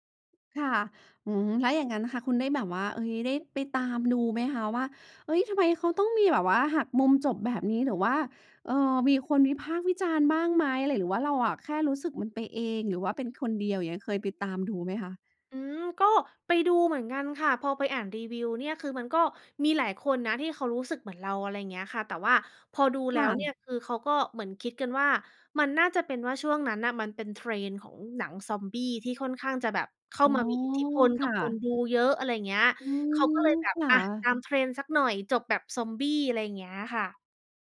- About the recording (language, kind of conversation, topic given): Thai, podcast, อะไรที่ทำให้หนังเรื่องหนึ่งโดนใจคุณได้ขนาดนั้น?
- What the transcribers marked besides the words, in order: none